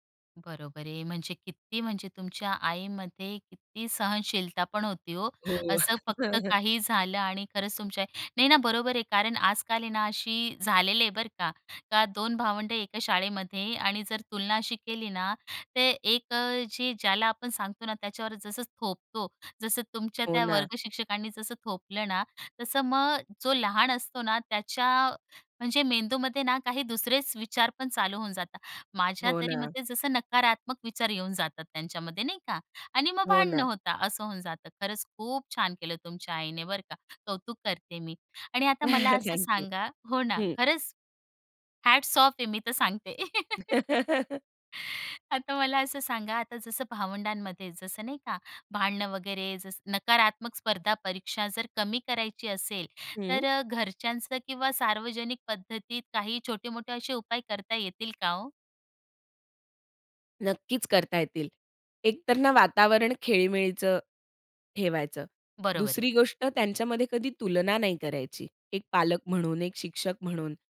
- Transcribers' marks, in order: other background noise; tapping; laugh; chuckle; in English: "हॅट्स ऑफ"; laugh; laughing while speaking: "आता मला असं सांगा"
- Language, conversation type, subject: Marathi, podcast, भावंडांमध्ये स्पर्धा आणि सहकार्य कसं होतं?